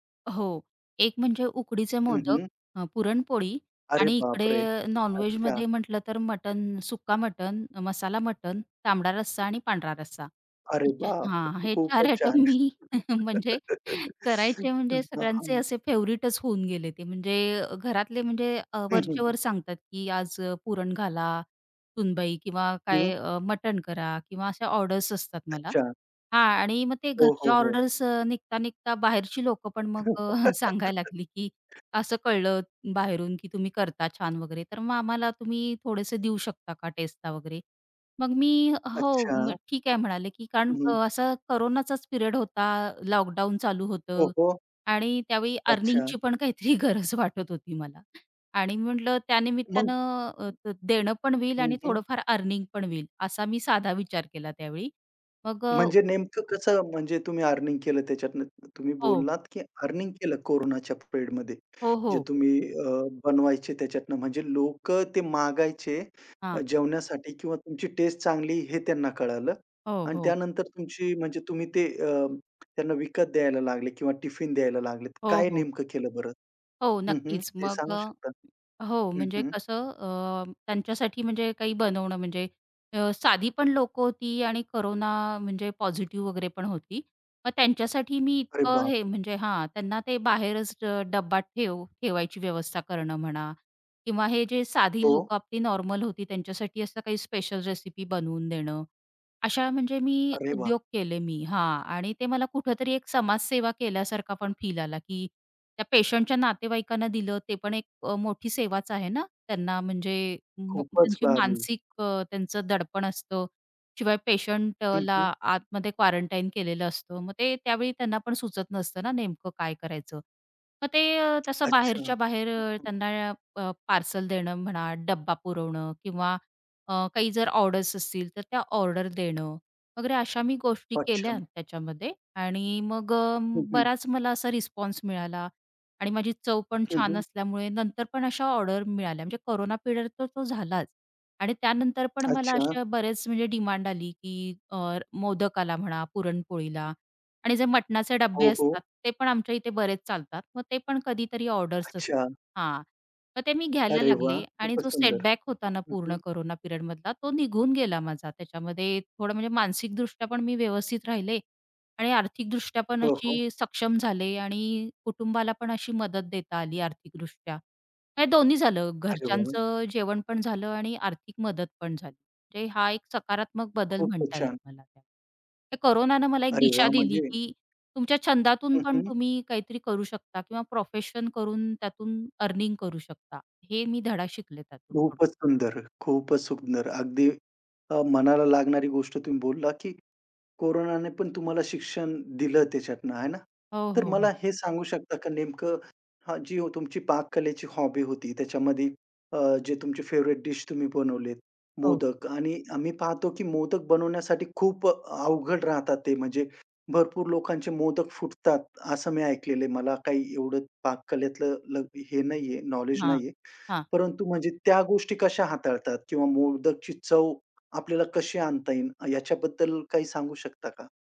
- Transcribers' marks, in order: in English: "नॉनव्हेजमध्ये"; surprised: "अरे बापरे!"; unintelligible speech; laughing while speaking: "हे चार आयटम मी म्हणजे"; surprised: "अरे बाप!"; chuckle; other noise; in English: "फेवरटच"; laugh; unintelligible speech; laughing while speaking: "सांगायला लागली"; laugh; laughing while speaking: "गरज वाटत"; other background noise; tapping; surprised: "अरे बाप!"; in English: "क्वारंटाईन"; in English: "पिरियड"; in English: "पिरियडमधला"; in English: "फेव्हरेट डिश"
- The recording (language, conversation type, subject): Marathi, podcast, ह्या छंदामुळे तुमच्या आयुष्यात कोणते बदल घडले?